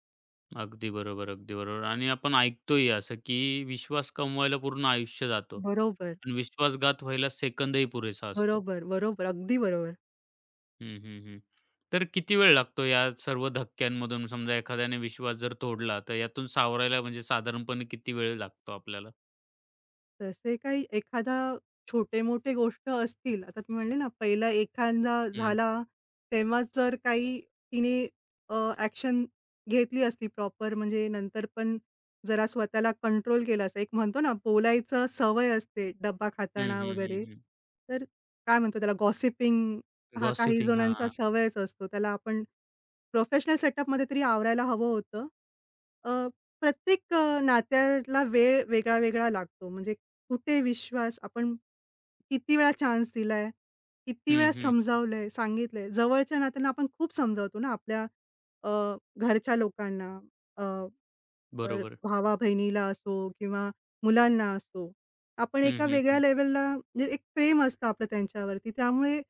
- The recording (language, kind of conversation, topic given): Marathi, podcast, एकदा विश्वास गेला तर तो कसा परत मिळवता?
- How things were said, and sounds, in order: in English: "सेकंदही"; in English: "एक्शन"; in English: "प्रॉपर"; in English: "कंट्रोल"; in English: "गॉसिपिंग"; in English: "गॉसिपिंग"; in English: "प्रोफेशनल सेटअपमध्ये"; in English: "चान्स"; other background noise; in English: "लेवलला"